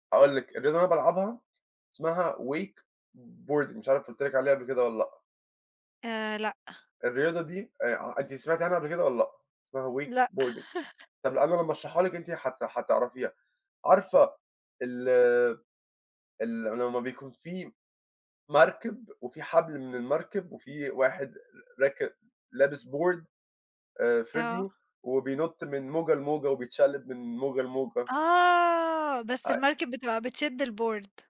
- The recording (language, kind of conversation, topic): Arabic, unstructured, عندك هواية بتساعدك تسترخي؟ إيه هي؟
- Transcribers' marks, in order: chuckle; in English: "board"; drawn out: "آه"; unintelligible speech; in English: "الboard"